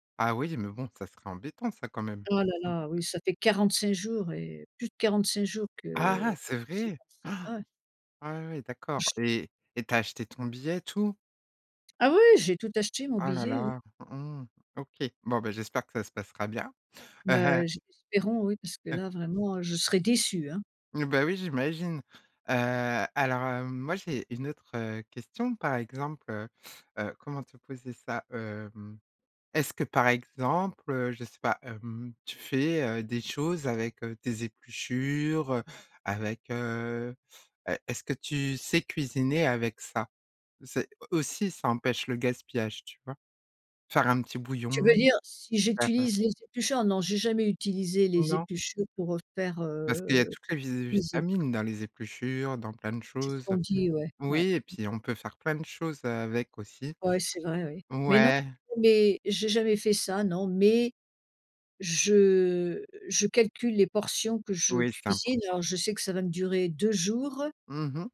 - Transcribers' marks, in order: gasp; chuckle; other background noise
- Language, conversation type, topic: French, podcast, Quelle action simple peux-tu faire au quotidien pour réduire tes déchets ?